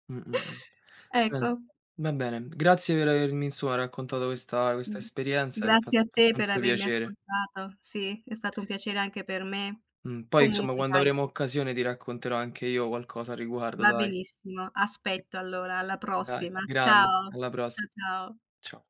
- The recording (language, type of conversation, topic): Italian, unstructured, Qual è stata la tua più grande soddisfazione economica?
- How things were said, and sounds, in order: tapping; unintelligible speech; other background noise